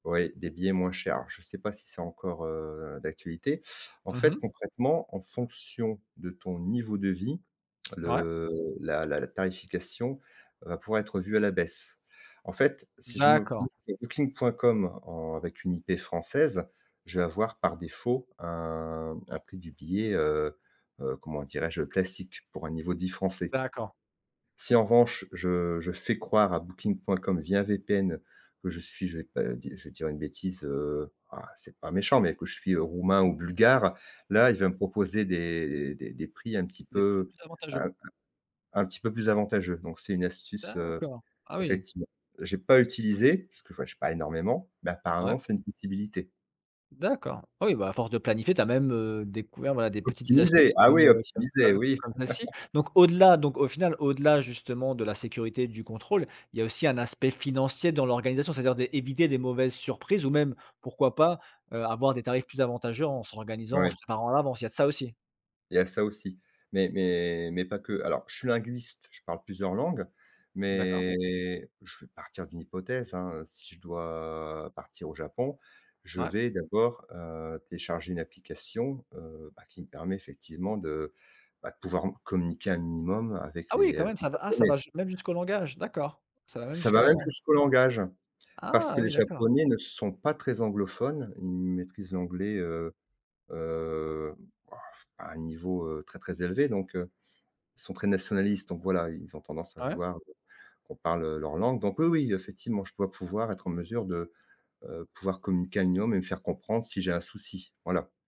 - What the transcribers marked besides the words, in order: other background noise; unintelligible speech; stressed: "D'accord"; unintelligible speech; laugh; drawn out: "mais"; drawn out: "dois"
- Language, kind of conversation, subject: French, podcast, Préférez-vous les voyages planifiés ou improvisés, et pourquoi ?